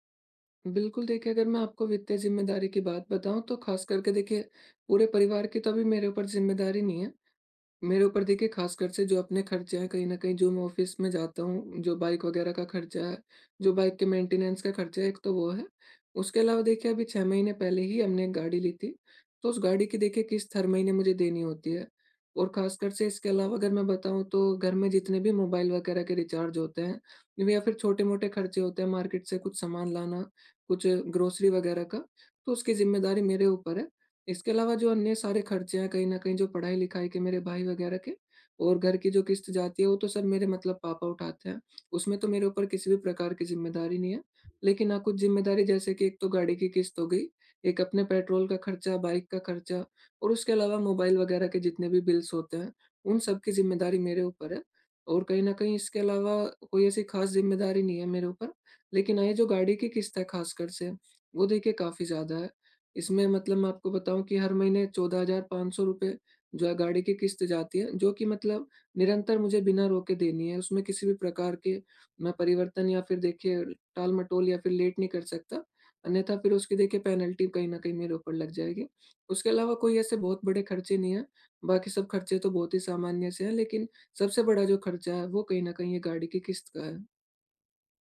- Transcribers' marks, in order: tapping; in English: "ऑफ़िस"; in English: "मेंटेनेंस"; in English: "मार्केट"; in English: "ग्रोसरी"; in English: "सर"; in English: "बिल्स"; in English: "लेट"; in English: "पेनल्टी"
- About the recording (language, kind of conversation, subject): Hindi, advice, करियर में अर्थ के लिए जोखिम लिया जाए या स्थिरता चुनी जाए?
- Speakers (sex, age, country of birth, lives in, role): male, 20-24, India, India, user; male, 40-44, India, United States, advisor